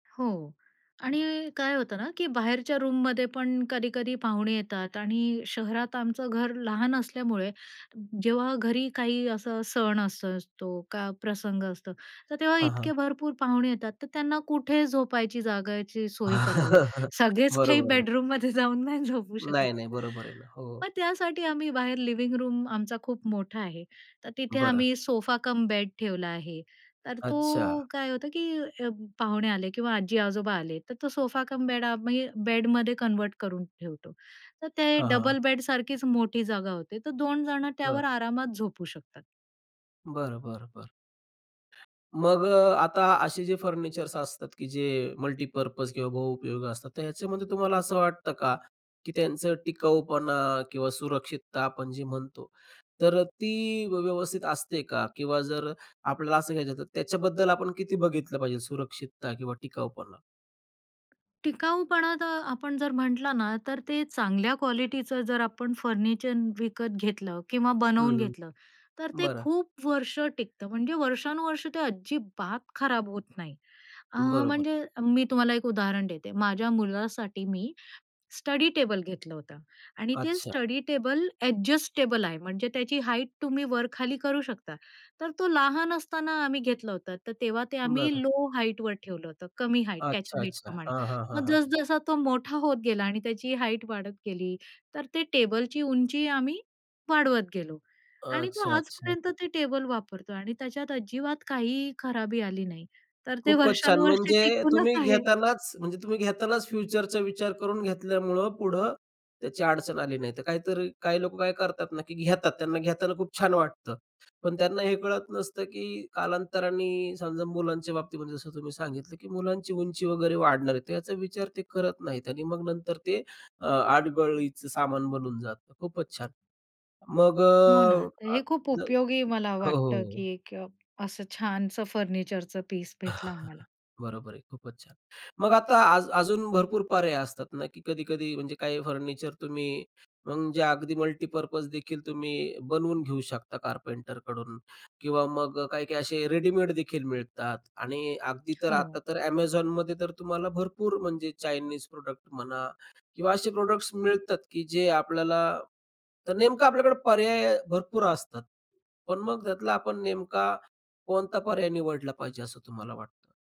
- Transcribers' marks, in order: tapping; chuckle; other background noise; laughing while speaking: "सगळेच काही बेडरूममध्ये जाऊन नाही झोपू शकत"; in English: "लिव्हिंग रूम"; in English: "मल्टीपर्पज"; in English: "ॲडजस्टेबल"; laughing while speaking: "तर ते वर्षानुवर्षे टिकूनच आहे"; chuckle; in English: "मल्टीपर्पज"; background speech; in English: "प्रॉडक्ट"; in English: "प्रॉडक्ट्स"
- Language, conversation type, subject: Marathi, podcast, बहुउपयोगी फर्निचर निवडताना तुम्ही कोणत्या गोष्टी पाहता?